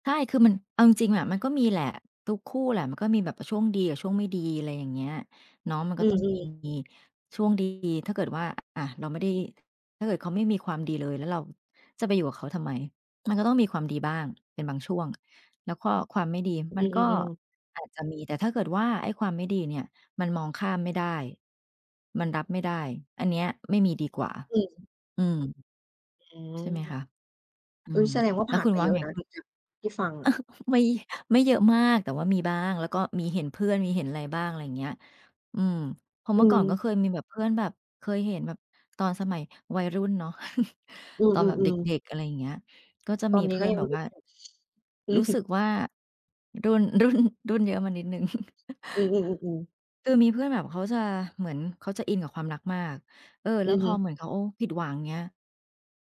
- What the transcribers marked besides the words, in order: other background noise; tapping; other noise; chuckle; chuckle; laughing while speaking: "รุ่น"; chuckle
- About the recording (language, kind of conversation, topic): Thai, unstructured, คุณเคยรู้สึกไหมว่าความรักทำร้ายจิตใจมากกว่าทำให้มีความสุข?